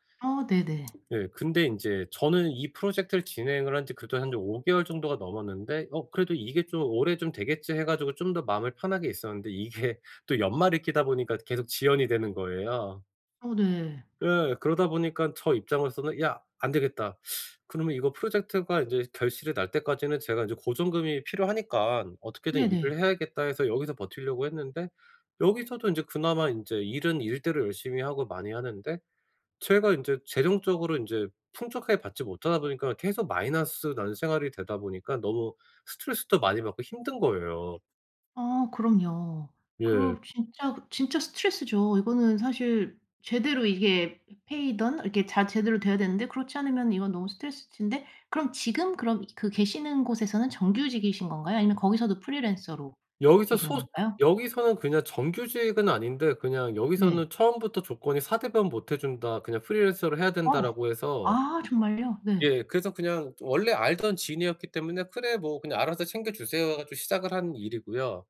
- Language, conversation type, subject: Korean, advice, 언제 직업을 바꾸는 것이 적기인지 어떻게 판단해야 하나요?
- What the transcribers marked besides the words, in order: tapping; other background noise; laughing while speaking: "이게"; teeth sucking; in English: "페이든"